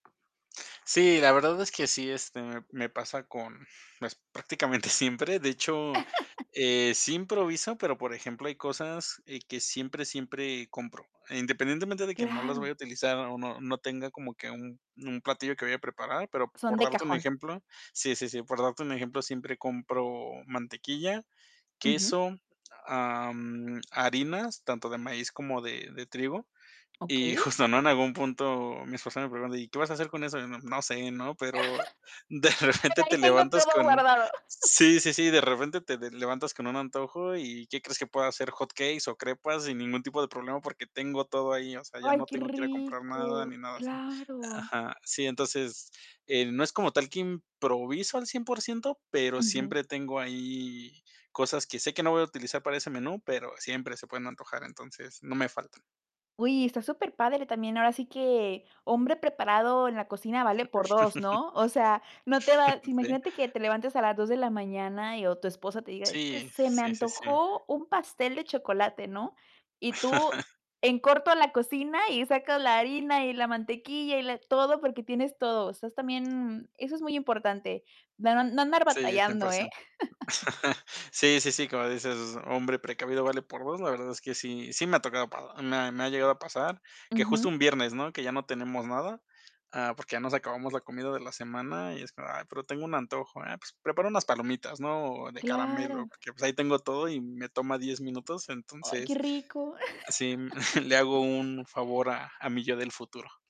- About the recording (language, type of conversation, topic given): Spanish, podcast, ¿Cómo planificas las comidas de la semana?
- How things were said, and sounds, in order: chuckle; tapping; laughing while speaking: "de repente"; chuckle; other background noise; chuckle; chuckle; chuckle; chuckle; chuckle